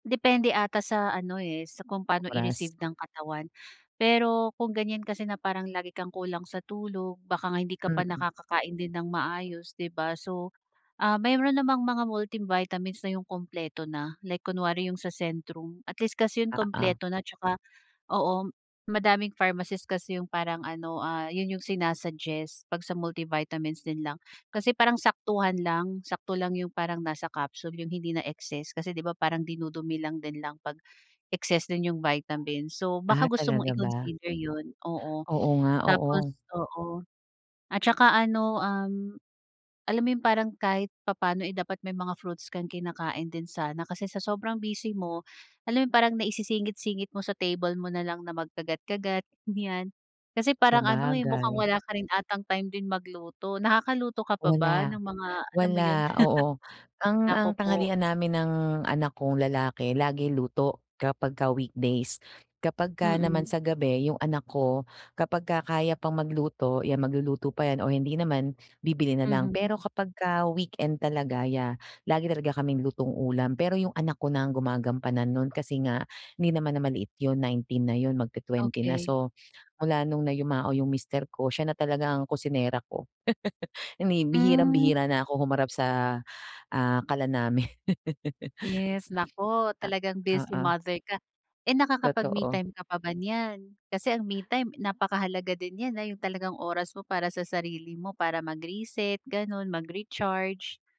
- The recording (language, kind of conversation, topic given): Filipino, advice, Paano ko mapapalakas ang kamalayan ko sa aking katawan at damdamin?
- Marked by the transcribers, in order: tapping; other background noise; wind; chuckle; laugh; laugh; other noise